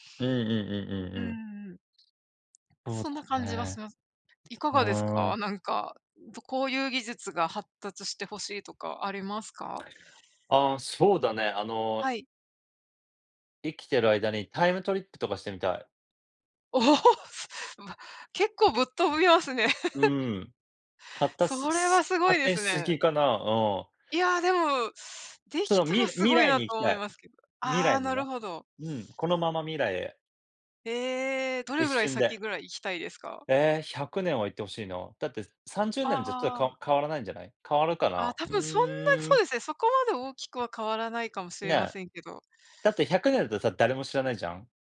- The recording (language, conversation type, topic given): Japanese, unstructured, 技術の進歩によって幸せを感じたのはどんなときですか？
- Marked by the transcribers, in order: other background noise; laugh